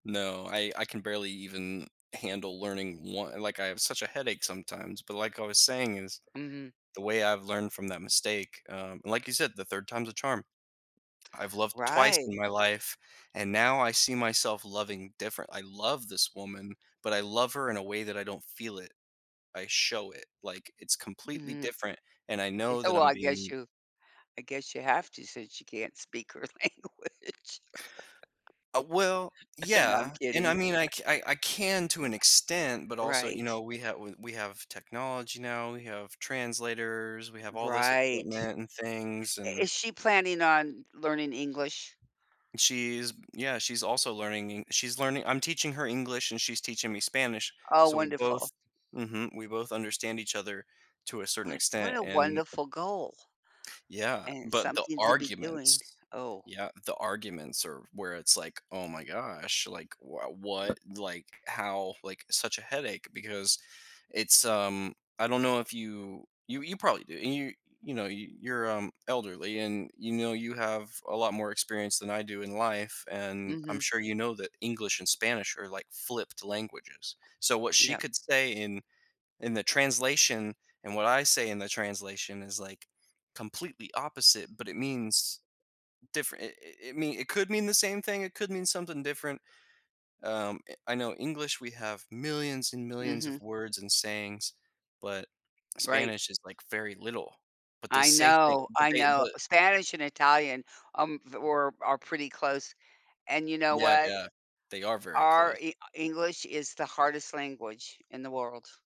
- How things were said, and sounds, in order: laughing while speaking: "Yeah"; laughing while speaking: "her language"; laugh; chuckle; other background noise; tapping
- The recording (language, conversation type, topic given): English, unstructured, How have your past mistakes shaped who you are today?